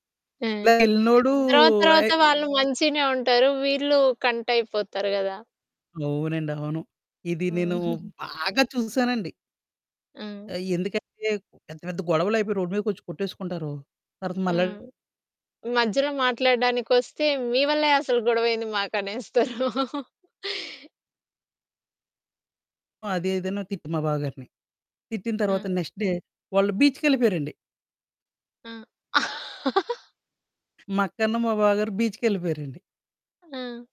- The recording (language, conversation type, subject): Telugu, podcast, వివాదాలు వచ్చినప్పుడు వాటిని పరిష్కరించే సరళమైన మార్గం ఏది?
- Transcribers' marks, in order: static; distorted speech; giggle; stressed: "బాగా"; chuckle; in English: "నెక్స్ట్ డే"; in English: "బీచ్‌కెళ్ళిపోయారండి"; laugh; in English: "బీచ్‌కెళ్ళిపోయారండి"